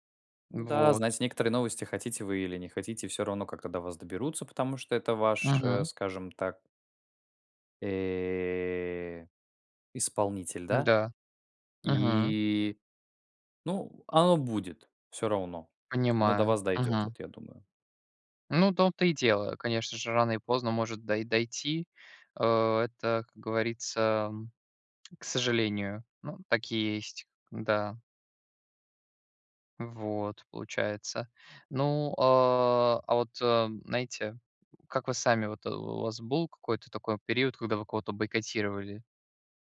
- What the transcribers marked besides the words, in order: tapping; grunt
- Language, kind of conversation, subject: Russian, unstructured, Стоит ли бойкотировать артиста из-за его личных убеждений?